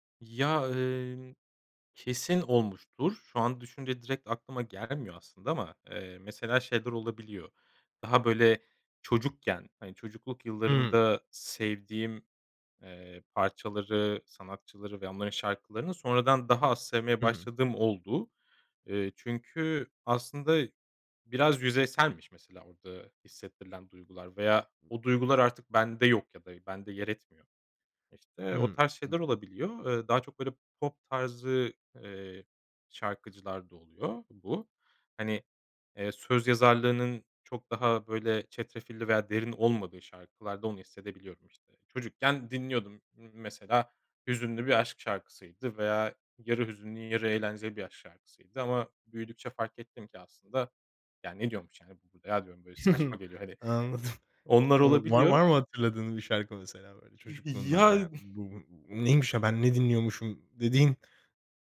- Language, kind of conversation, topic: Turkish, podcast, Müzik dinlerken ruh halin nasıl değişir?
- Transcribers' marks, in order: other background noise; chuckle; laughing while speaking: "Anladım"; other noise